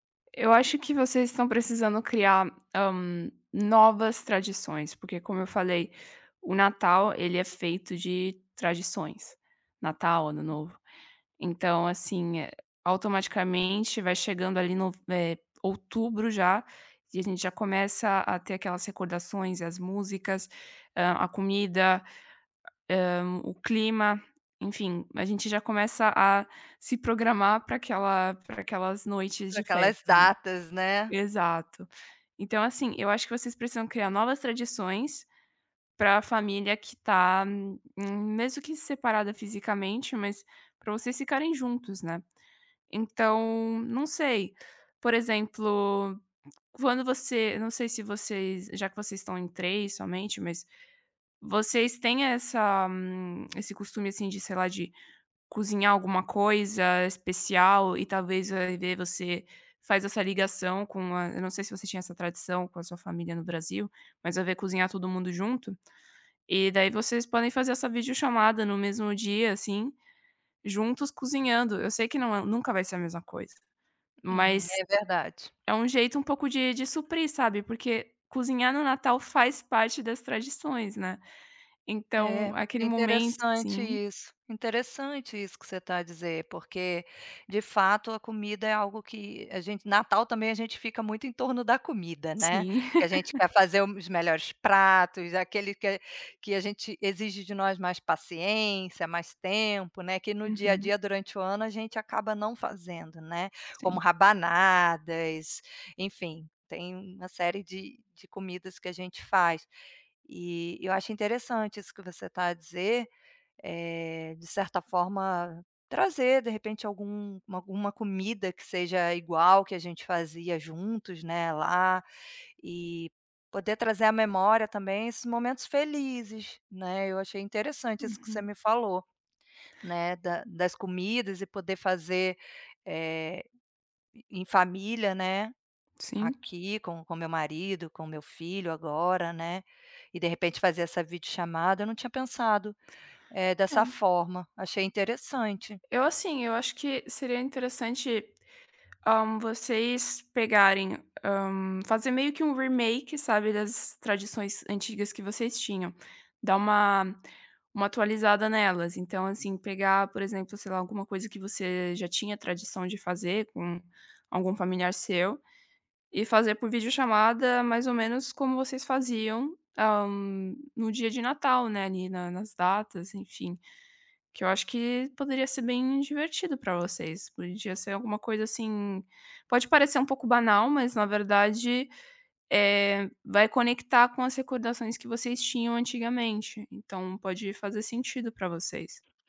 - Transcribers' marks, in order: other background noise; tongue click; tapping; chuckle; in English: "remake"
- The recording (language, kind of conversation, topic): Portuguese, advice, Como posso lidar com a saudade do meu ambiente familiar desde que me mudei?